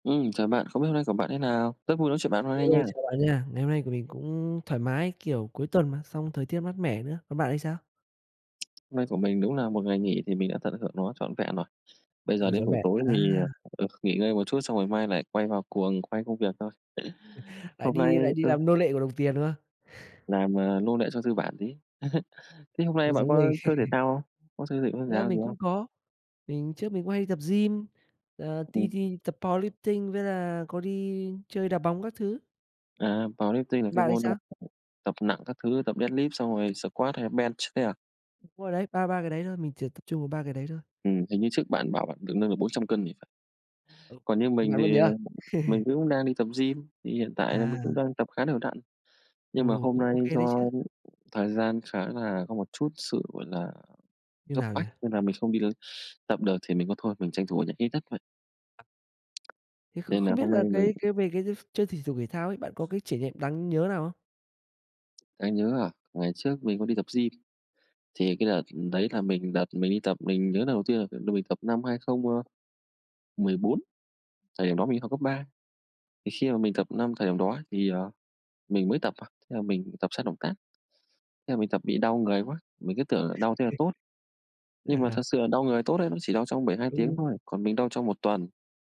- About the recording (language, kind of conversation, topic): Vietnamese, unstructured, Bạn đã từng có trải nghiệm đáng nhớ nào khi chơi thể thao không?
- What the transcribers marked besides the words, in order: other background noise; tapping; chuckle; other noise; chuckle; chuckle; in English: "powerlifting"; in English: "powerlifting"; in English: "deadlift"; in English: "squad"; in English: "bench"; laugh; chuckle